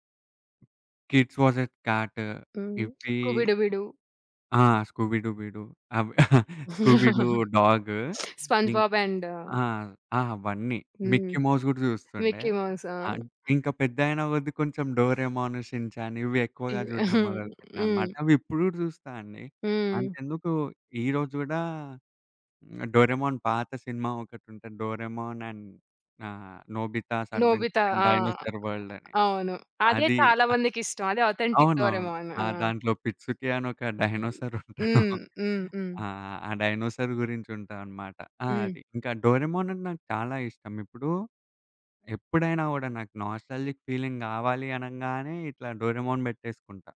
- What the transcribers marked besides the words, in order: tapping; in English: "కిడ్స్ వర్సెస్ క్యాట్"; in English: "స్కూబీ డూ బీ డూ"; in English: "స్కూబీ డూ బీ డూ"; chuckle; other background noise; giggle; in English: "స్పాంజ్‌బాబ్ అండ్"; in English: "మిక్కీ మౌస్"; in English: "మిక్కీ మౌస్"; in English: "డోరేమోన్ షిన్‌చాన్"; chuckle; in English: "డోరేమోన్"; in English: "డోరెమోన్ అండ్"; in English: "నోబిథాస్ అడ్వెంచర్ అండ్ డైనోసార్ వరల్డ్"; in English: "ఆథెంటిక్ డోరెమన్"; laughing while speaking: "డైనోసార్ ఉంటాడు"; in English: "డైనోసార్"; in English: "డైనోసార్"; in English: "డోరేమోన్"; in English: "నాస్టాల్జిక్ ఫీలింగ్"; in English: "డోరెమోన్"
- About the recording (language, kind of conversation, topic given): Telugu, podcast, కామిక్స్ లేదా కార్టూన్‌లలో మీకు ఏది ఎక్కువగా నచ్చింది?